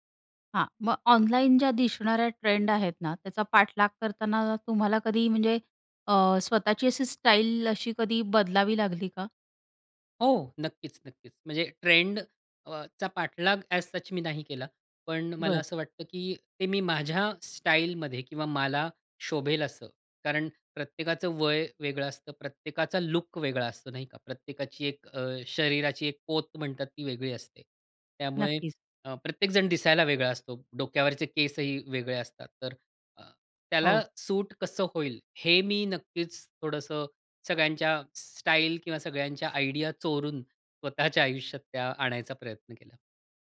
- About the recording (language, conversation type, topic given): Marathi, podcast, सामाजिक माध्यमांमुळे तुमची कपड्यांची पसंती बदलली आहे का?
- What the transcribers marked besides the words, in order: in English: "अ‍ॅज सच"; in English: "आयडिया"